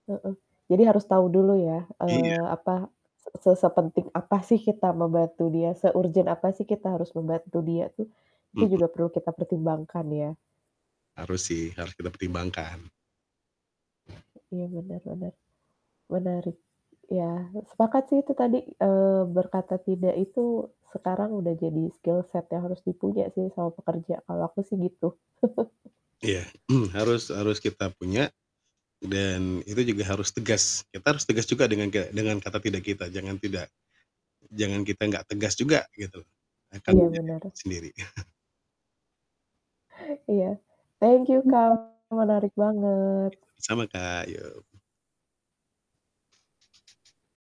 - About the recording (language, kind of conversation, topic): Indonesian, unstructured, Bagaimana kamu menentukan kapan harus berkata tidak dalam negosiasi?
- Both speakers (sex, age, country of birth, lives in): female, 30-34, Indonesia, Indonesia; male, 35-39, Indonesia, Indonesia
- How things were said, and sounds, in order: static; other background noise; distorted speech; in English: "skill set"; chuckle; chuckle